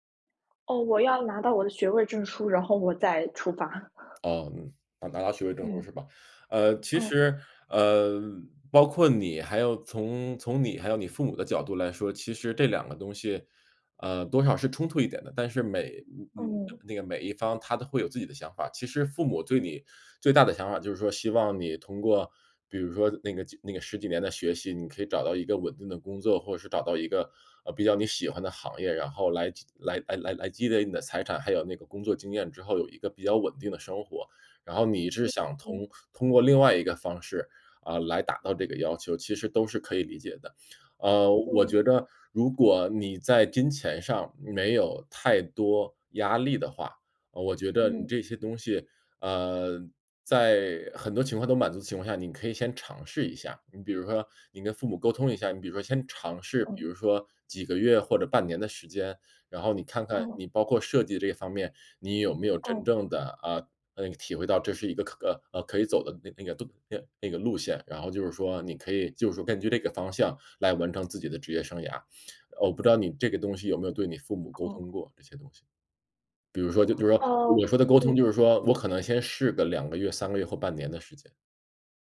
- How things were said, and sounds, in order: background speech
- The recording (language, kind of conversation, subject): Chinese, advice, 长期计划被意外打乱后该如何重新调整？